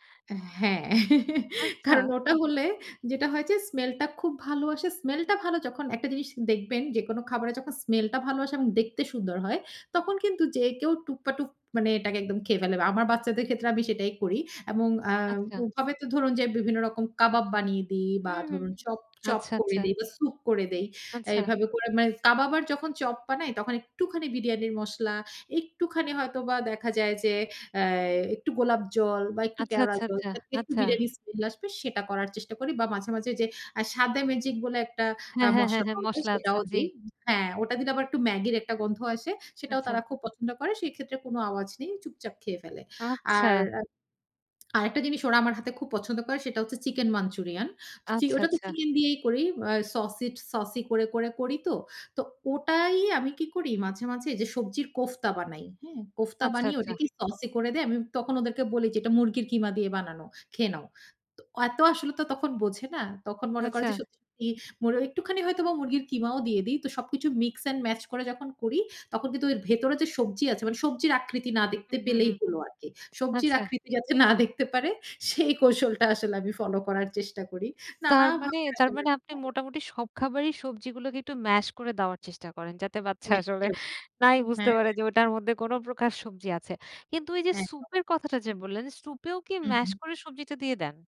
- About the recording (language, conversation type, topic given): Bengali, podcast, আপনি কীভাবে আপনার খাবারে আরও বেশি সবজি যোগ করেন?
- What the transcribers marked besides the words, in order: laugh; tapping; laughing while speaking: "না দেখতে পারে, সেই কৌশলটা আসলে আমি ফলো করার চেষ্টা করি"; unintelligible speech; other background noise